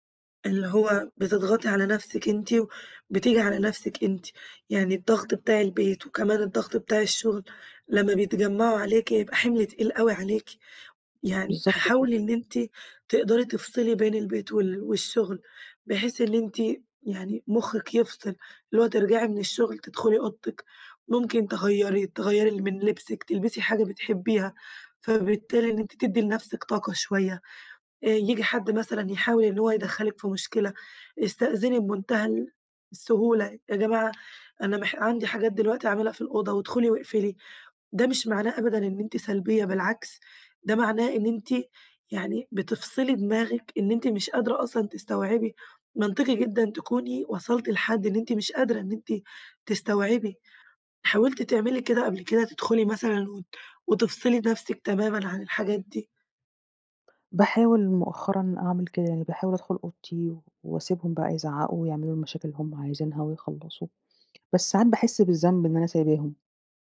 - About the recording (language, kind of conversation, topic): Arabic, advice, إزاي اعتمادك الزيادة على أدوية النوم مأثر عليك؟
- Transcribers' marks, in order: none